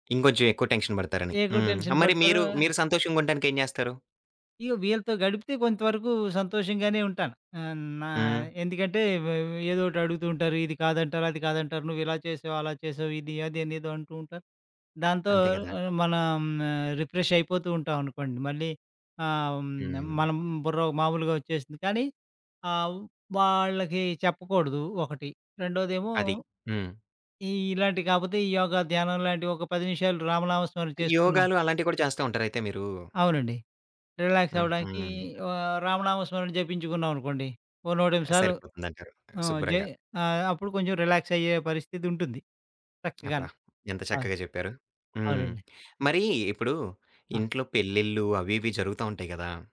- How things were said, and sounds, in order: in English: "టెన్షన్"; in English: "టెన్షన్"; lip smack; other background noise
- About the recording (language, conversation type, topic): Telugu, podcast, ఒక కష్టమైన రోజు తర్వాత నువ్వు రిలాక్స్ అవడానికి ఏం చేస్తావు?